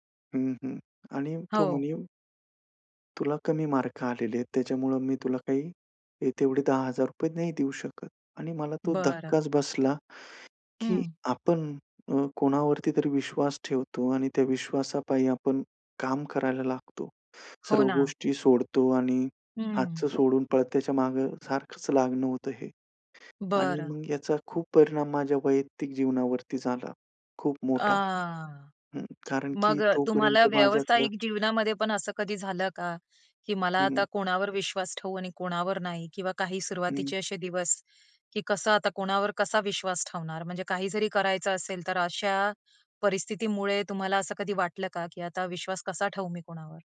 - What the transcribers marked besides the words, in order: other background noise
- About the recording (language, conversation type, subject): Marathi, podcast, तुमची आयुष्यातील सर्वात मोठी चूक कोणती होती आणि त्यातून तुम्ही काय शिकलात?